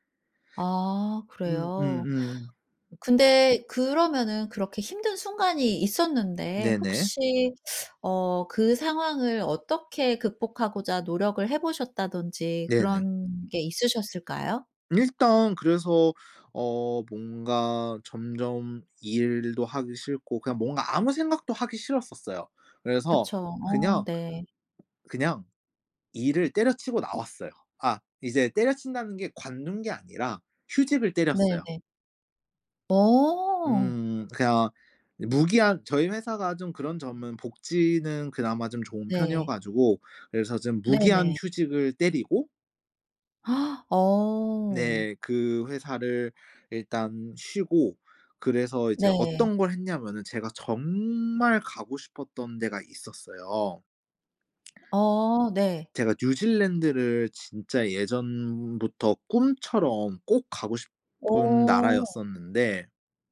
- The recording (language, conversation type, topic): Korean, podcast, 번아웃을 겪은 뒤 업무에 복귀할 때 도움이 되는 팁이 있을까요?
- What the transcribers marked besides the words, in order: other background noise; tapping; teeth sucking; gasp; stressed: "정말"; other noise